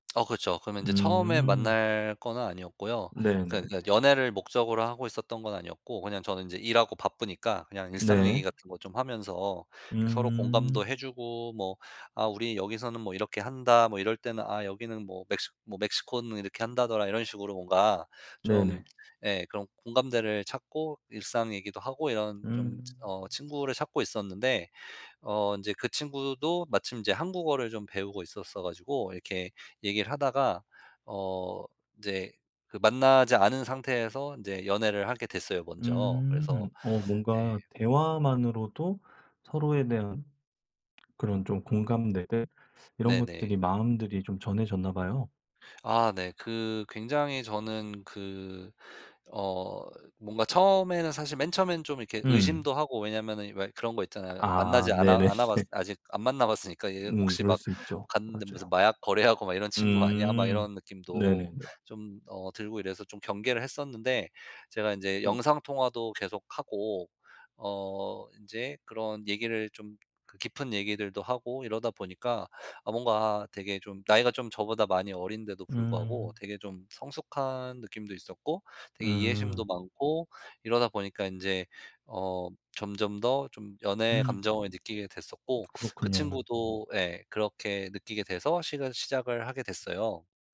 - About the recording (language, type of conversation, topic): Korean, advice, 장거리 연애 때문에 외롭고 서로 소원해진 것처럼 느낄 때, 그 감정을 어떻게 설명하시겠어요?
- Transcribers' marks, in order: other background noise; tapping; laughing while speaking: "네네네"